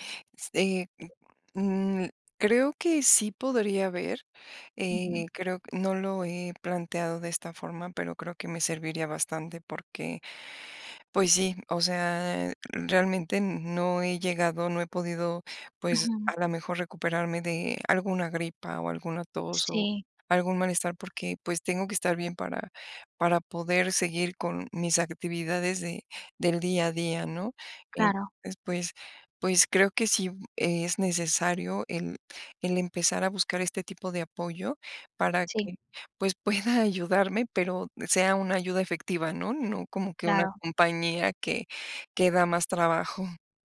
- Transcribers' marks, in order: other noise; laughing while speaking: "pueda"
- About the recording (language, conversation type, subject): Spanish, advice, ¿Cómo puedo manejar la soledad y la falta de apoyo emocional mientras me recupero del agotamiento?